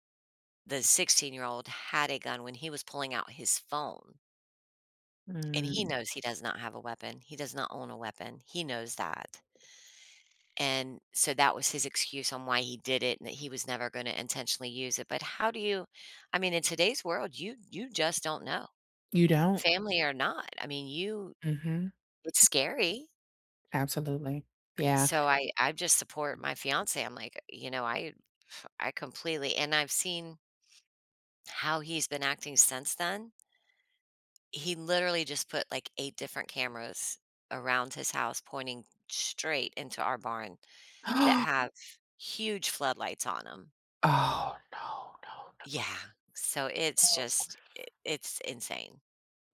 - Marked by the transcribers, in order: tapping; other background noise; other noise; gasp
- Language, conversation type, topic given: English, unstructured, How can I handle a recurring misunderstanding with someone close?